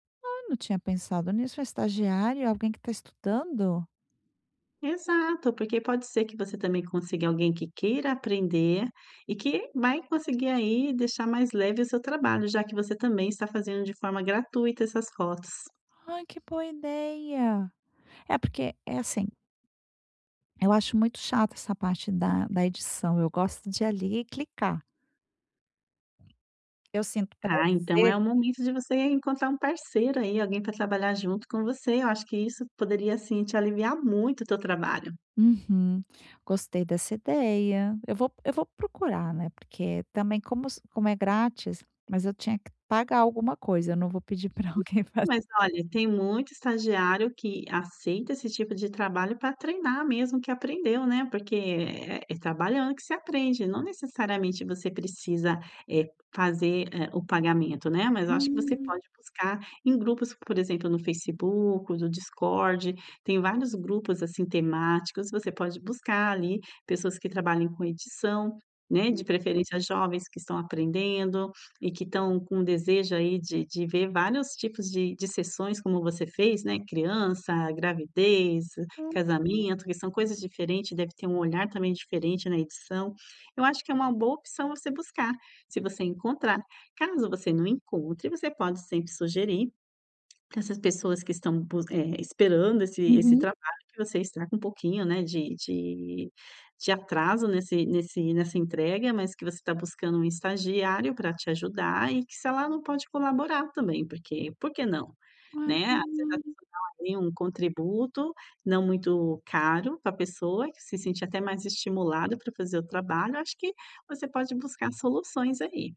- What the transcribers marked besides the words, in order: tapping; laughing while speaking: "para alguém fazer"; other noise
- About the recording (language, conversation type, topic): Portuguese, advice, Como posso organizar minhas prioridades quando tudo parece urgente demais?